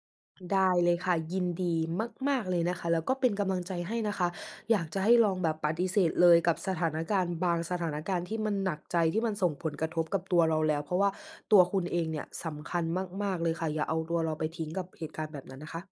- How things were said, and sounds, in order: none
- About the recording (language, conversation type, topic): Thai, advice, จะพูดว่า “ไม่” กับคนใกล้ชิดอย่างไรดีเมื่อปฏิเสธยาก?